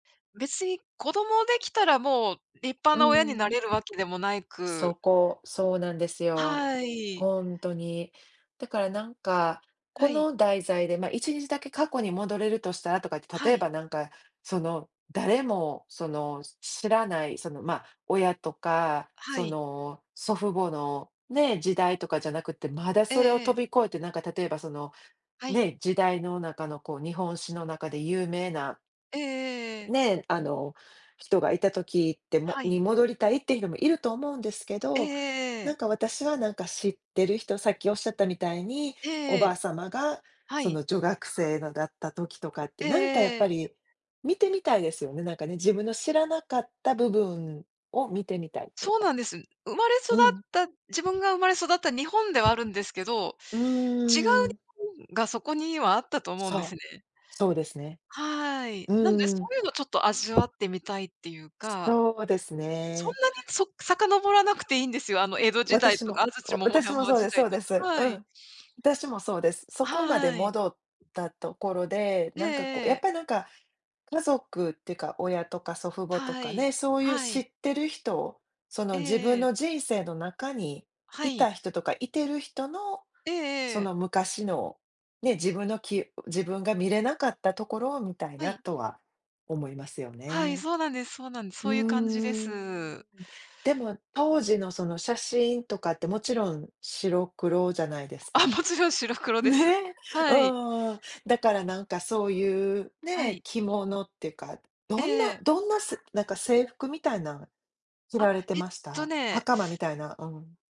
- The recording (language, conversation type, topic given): Japanese, unstructured, 一日だけ過去に戻れるとしたら、どの時代に行きたいですか？
- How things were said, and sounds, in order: other background noise; tapping; other noise